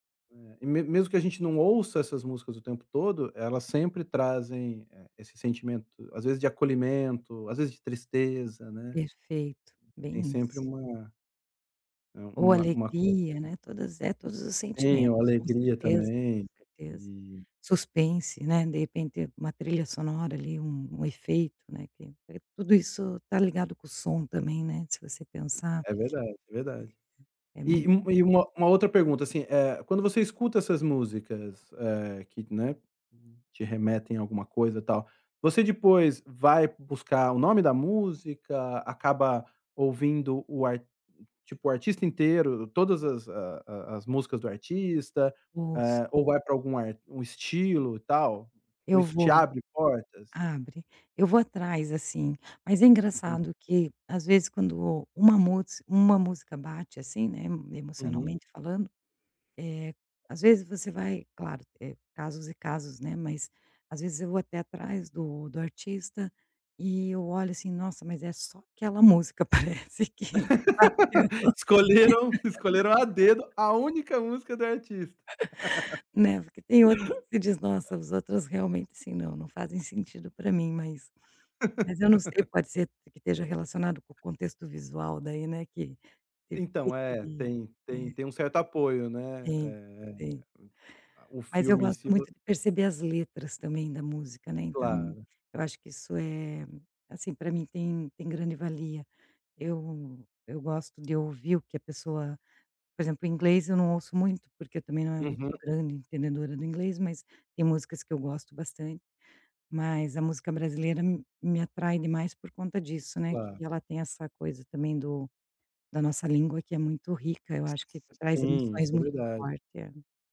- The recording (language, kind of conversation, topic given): Portuguese, podcast, De que forma uma novela, um filme ou um programa influenciou as suas descobertas musicais?
- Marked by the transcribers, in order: other background noise; laughing while speaking: "só aquela música parece que que bateu"; laugh; laugh; laugh; laugh; tapping